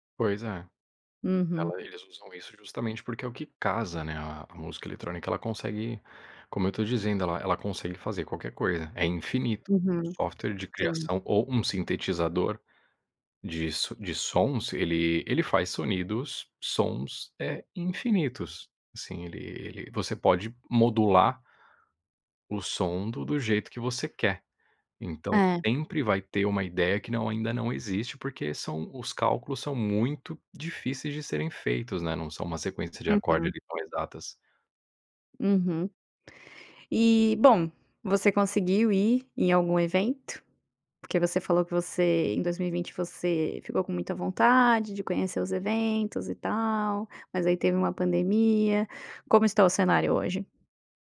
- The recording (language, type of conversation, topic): Portuguese, podcast, Como a música influenciou quem você é?
- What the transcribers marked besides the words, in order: tapping; in Spanish: "sonidos"